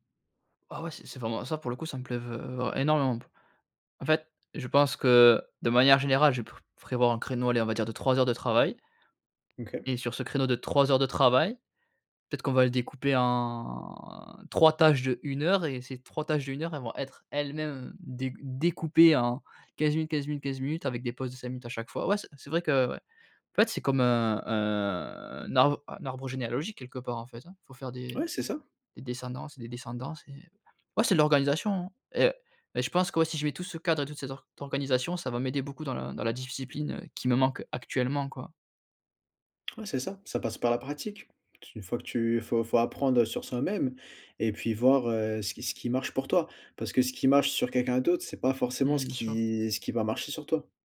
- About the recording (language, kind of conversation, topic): French, advice, Pourquoi ai-je tendance à procrastiner avant d’accomplir des tâches importantes ?
- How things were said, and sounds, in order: tapping; drawn out: "en"; "discipline" said as "discuipline"